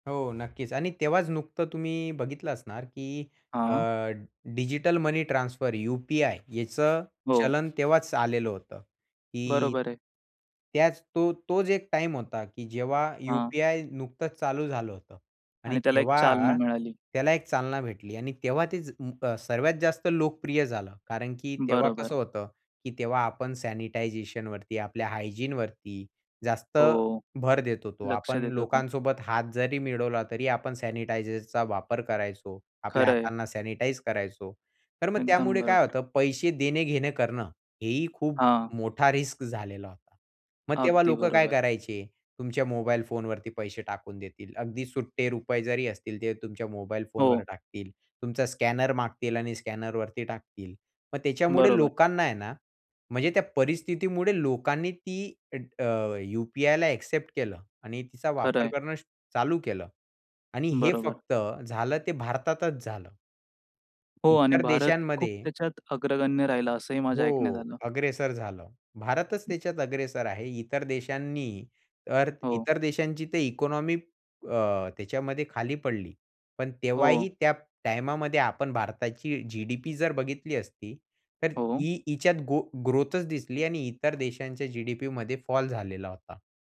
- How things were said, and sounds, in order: in English: "सॅनिटायझेशन"; in English: "हायजीन"; in English: "सॅनिटाईज"; in English: "रिस्क"; in English: "ॲक्सेप्ट"; other background noise; in English: "फॉल"
- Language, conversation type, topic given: Marathi, podcast, डिजिटल कौशल्ये शिकणे किती गरजेचे आहे असं तुम्हाला वाटतं?